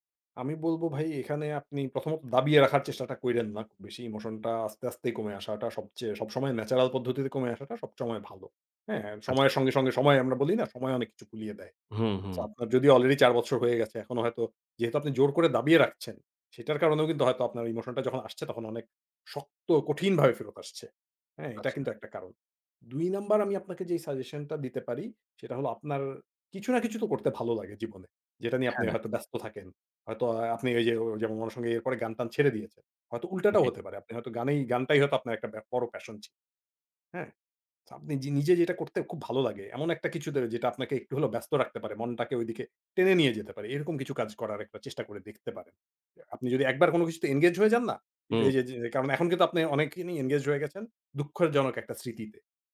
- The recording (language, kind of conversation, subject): Bengali, advice, স্মৃতি, গান বা কোনো জায়গা দেখে কি আপনার হঠাৎ কষ্ট অনুভব হয়?
- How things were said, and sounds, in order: tapping; "দুঃখজনক" said as "দুঃখেরজনক"